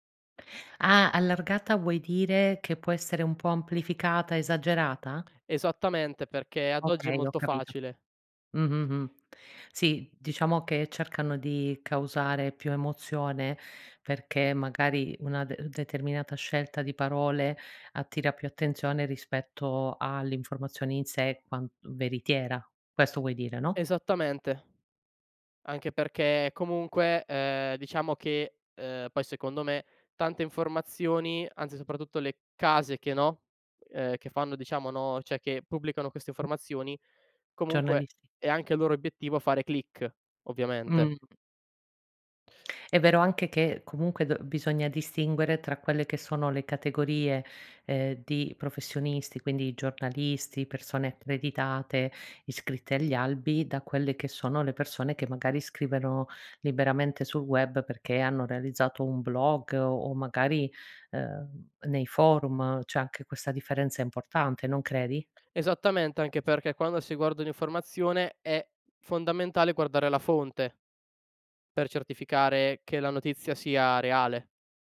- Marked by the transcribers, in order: tapping; "cioè" said as "ceh"; "scrivono" said as "scriveno"; other background noise
- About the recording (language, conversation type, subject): Italian, podcast, Come affronti il sovraccarico di informazioni quando devi scegliere?